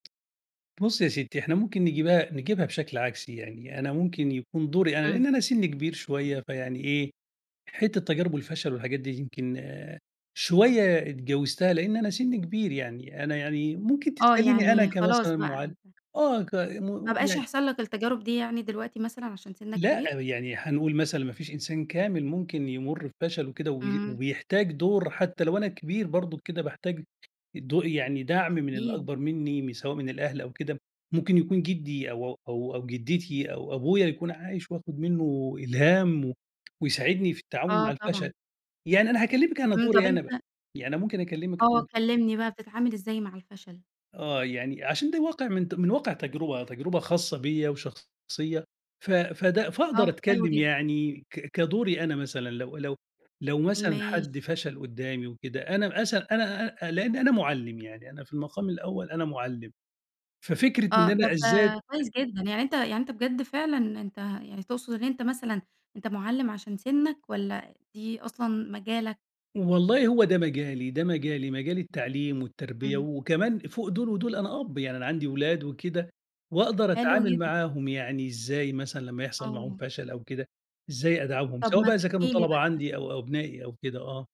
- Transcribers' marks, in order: tapping; unintelligible speech
- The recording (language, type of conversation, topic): Arabic, podcast, إيه دور المُدرّسين أو الأهل في إنك تتعامل مع الفشل؟